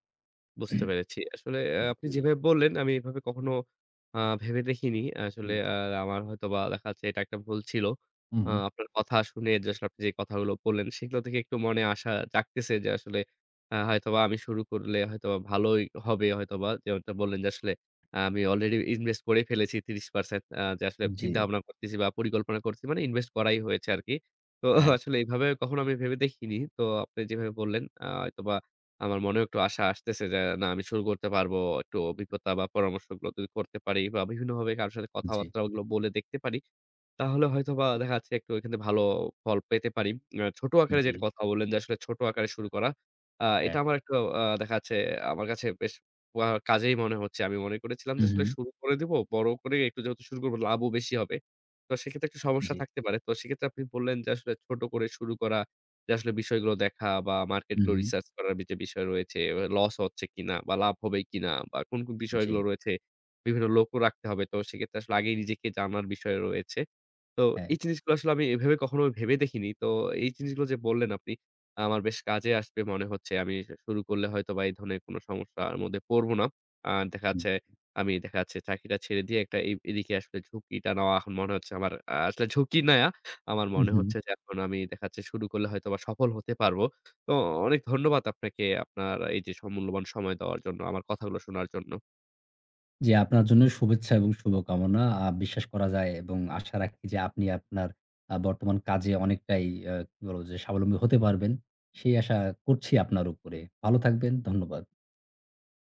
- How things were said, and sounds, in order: throat clearing; other background noise; laughing while speaking: "তো"
- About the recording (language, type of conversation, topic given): Bengali, advice, স্থায়ী চাকরি ছেড়ে নতুন উদ্যোগের ঝুঁকি নেওয়া নিয়ে আপনার দ্বিধা কীভাবে কাটাবেন?